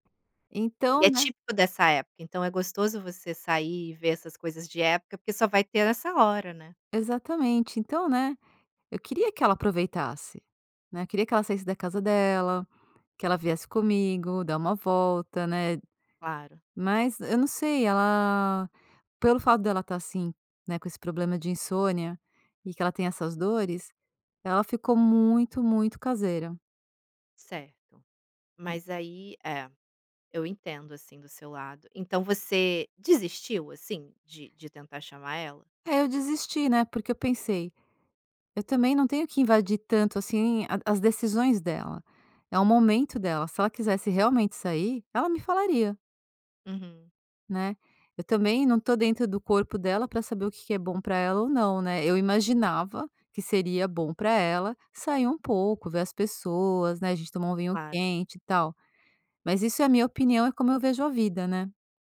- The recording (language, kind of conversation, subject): Portuguese, podcast, Quando é a hora de insistir e quando é melhor desistir?
- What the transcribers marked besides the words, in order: none